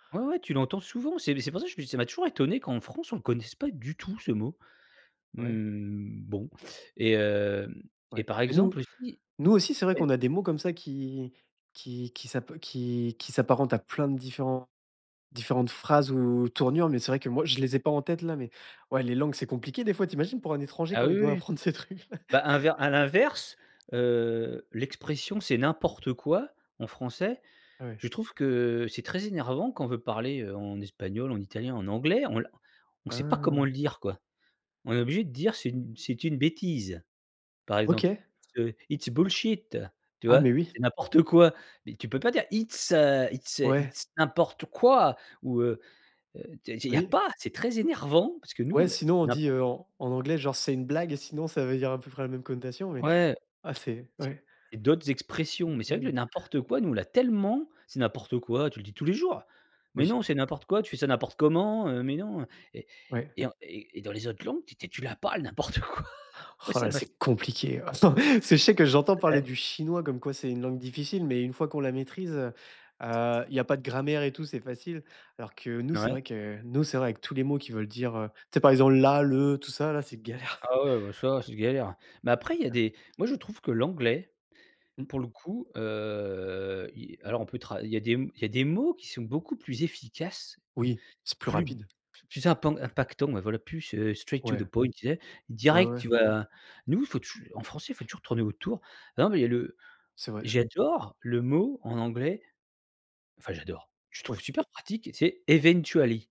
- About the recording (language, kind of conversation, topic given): French, podcast, Y a-t-il un mot intraduisible que tu aimes particulièrement ?
- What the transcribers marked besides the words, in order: stressed: "tout"; drawn out: "Mmh"; laughing while speaking: "il doit apprendre ces trucs"; stressed: "Ah"; in English: "It's a it's bullshit"; in English: "It's"; in English: "it's it's"; laughing while speaking: "n'importe quoi"; stressed: "compliqué"; chuckle; unintelligible speech; stressed: "chinois"; tapping; laughing while speaking: "galère"; unintelligible speech; drawn out: "heu"; in English: "straight to the point"; in English: "Eventually"